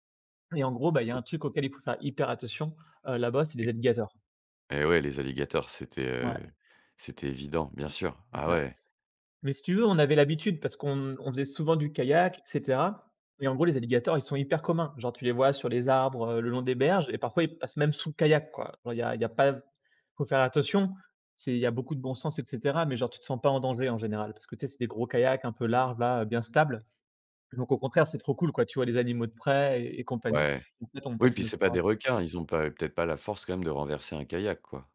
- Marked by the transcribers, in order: unintelligible speech; unintelligible speech; other background noise
- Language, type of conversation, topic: French, podcast, Peux-tu raconter une rencontre brève mais inoubliable ?